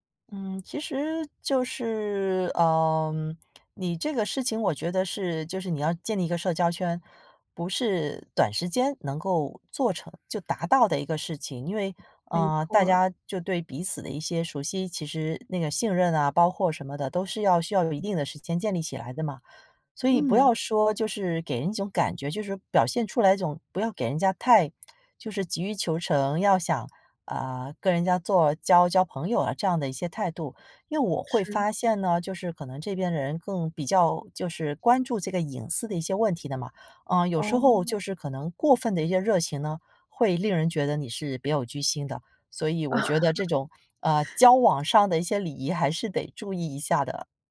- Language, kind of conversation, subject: Chinese, podcast, 怎样才能重新建立社交圈？
- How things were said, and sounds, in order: chuckle